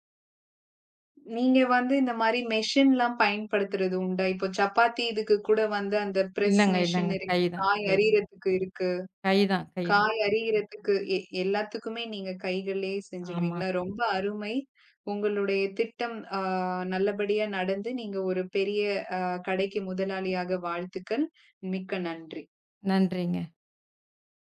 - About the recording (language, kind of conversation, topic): Tamil, podcast, உங்களின் பிடித்த ஒரு திட்டம் பற்றி சொல்லலாமா?
- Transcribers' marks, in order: in English: "மெஷின்"; in English: "ப்ரெஸ் மெஷின்"; other background noise